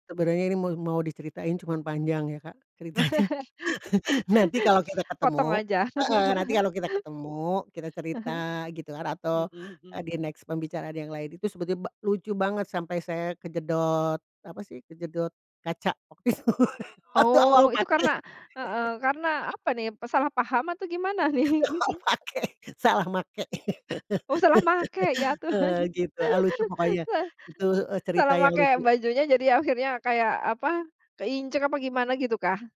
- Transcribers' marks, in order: laugh; laughing while speaking: "ceritanya"; laugh; laugh; in English: "di-next"; laughing while speaking: "waktu itu, waktu awal pakai"; laugh; laughing while speaking: "Awal pakai, salah make"; chuckle; other background noise; laugh; laughing while speaking: "Tuhan"; laugh
- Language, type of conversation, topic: Indonesian, podcast, Apa cerita di balik penampilan favoritmu?